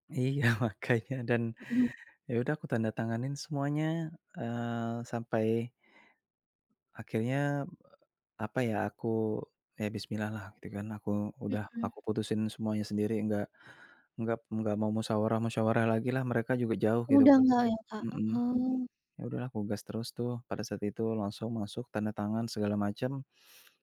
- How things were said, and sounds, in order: laughing while speaking: "Iya makanya"
- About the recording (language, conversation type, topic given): Indonesian, podcast, Gimana cara kamu menimbang antara hati dan logika?